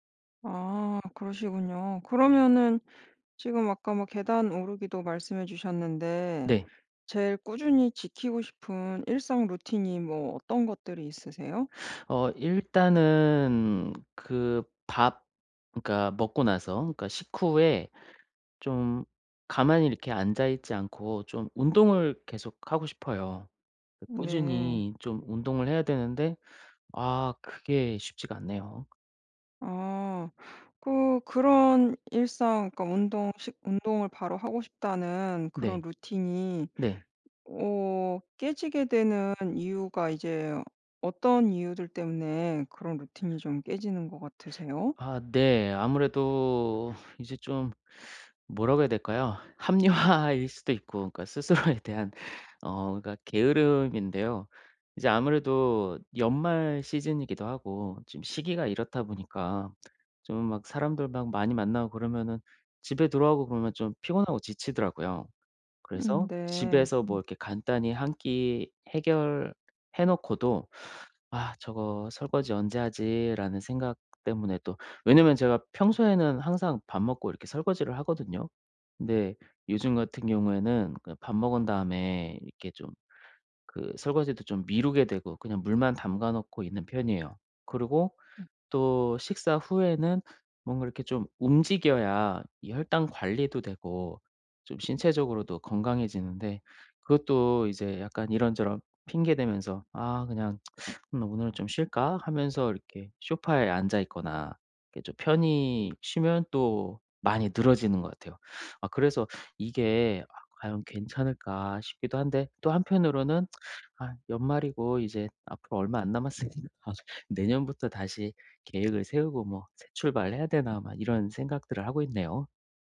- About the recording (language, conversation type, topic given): Korean, advice, 일상 루틴을 꾸준히 유지하려면 무엇부터 시작하는 것이 좋을까요?
- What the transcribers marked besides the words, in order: other background noise; laughing while speaking: "합리화일"; laughing while speaking: "스스로에"; tapping; tsk; "소파에" said as "쇼파에"; tsk; laughing while speaking: "남았으니까"